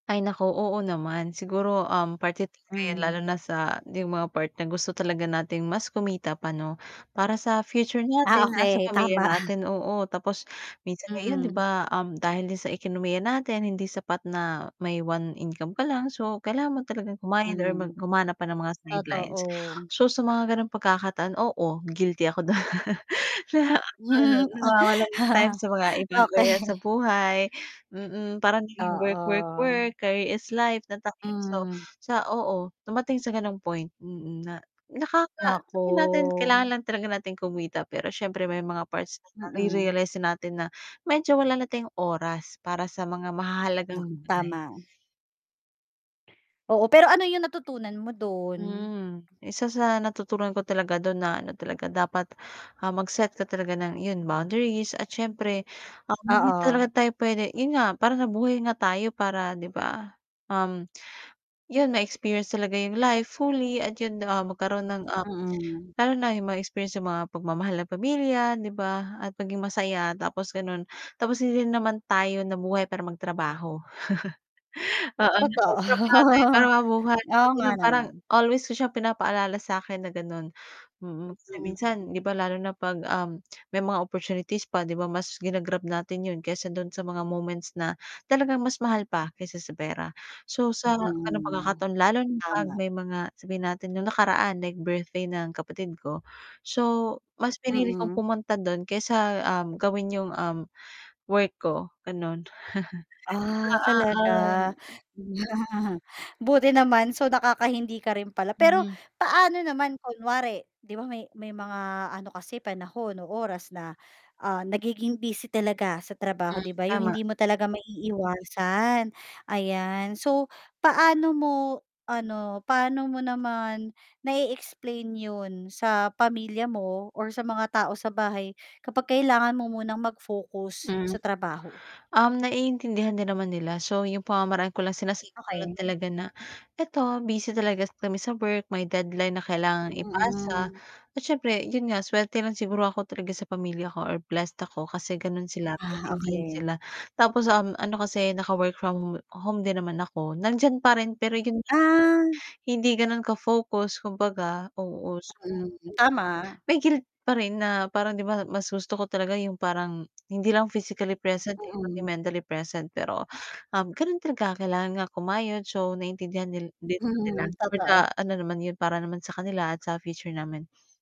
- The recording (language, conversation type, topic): Filipino, podcast, Paano mo pinapanatili ang balanse sa pagitan ng trabaho at personal na buhay mo?
- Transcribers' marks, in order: distorted speech; static; chuckle; tapping; chuckle; other background noise; chuckle; in English: "career is life"; unintelligible speech; lip smack; chuckle; lip smack; chuckle; unintelligible speech